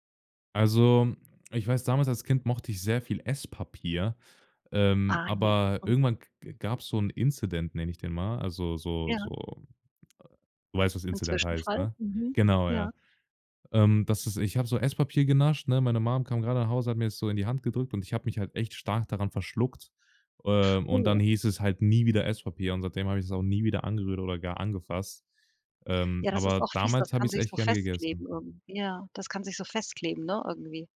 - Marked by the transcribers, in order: in English: "Incident"; in English: "Incident"; in English: "Mom"
- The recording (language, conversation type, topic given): German, podcast, Welche essensbezogene Kindheitserinnerung prägt dich bis heute?